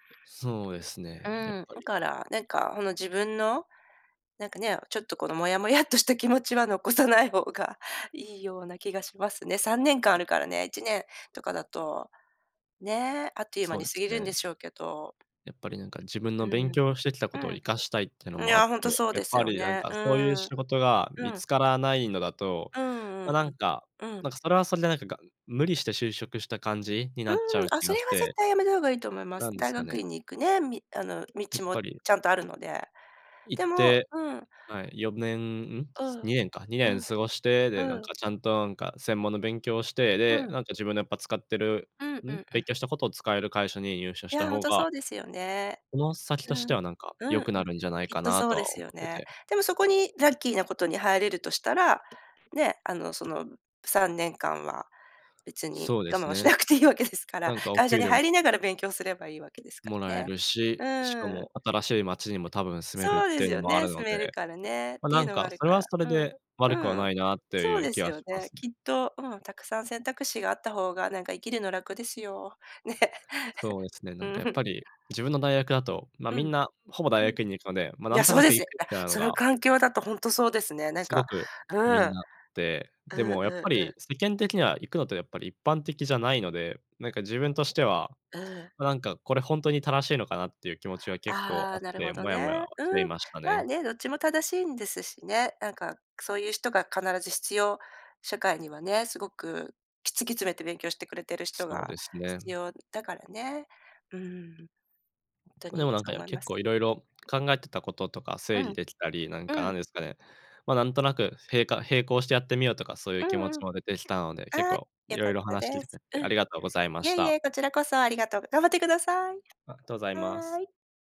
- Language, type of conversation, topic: Japanese, advice, 選択を迫られ、自分の価値観に迷っています。どうすれば整理して決断できますか？
- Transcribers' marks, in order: laughing while speaking: "モヤモヤっとした気持ちは残さない方が"; other background noise; other noise; tapping; laughing while speaking: "しなくていいわけですから"; laughing while speaking: "ね"; laugh; anticipating: "いや、そうです"